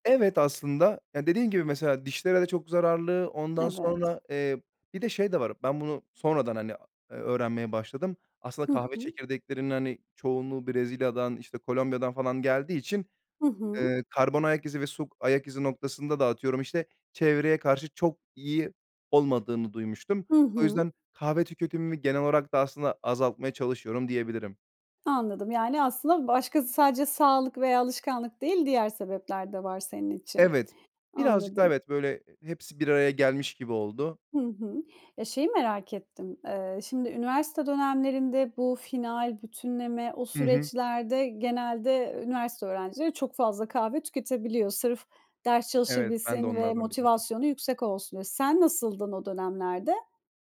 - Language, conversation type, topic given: Turkish, podcast, Kafein tüketimini nasıl dengeliyorsun ve senin için sınır nerede başlıyor?
- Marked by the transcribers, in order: other background noise; tapping